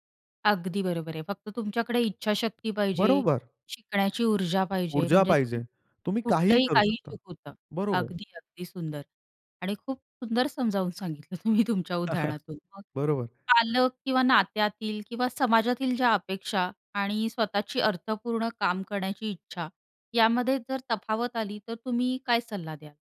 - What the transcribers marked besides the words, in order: tapping; unintelligible speech; laughing while speaking: "तुम्ही तुमच्या"; chuckle
- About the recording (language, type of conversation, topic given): Marathi, podcast, पगारापेक्षा कामाचा अर्थ तुम्हाला अधिक महत्त्वाचा का वाटतो?